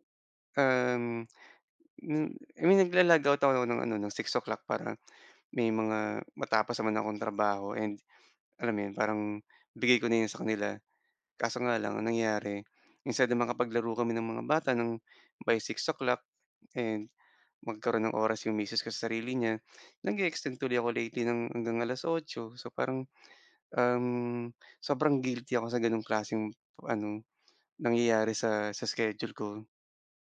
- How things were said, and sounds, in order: lip smack; tapping; other background noise
- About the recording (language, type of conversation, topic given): Filipino, advice, Kailangan ko bang magpahinga muna o humingi ng tulong sa propesyonal?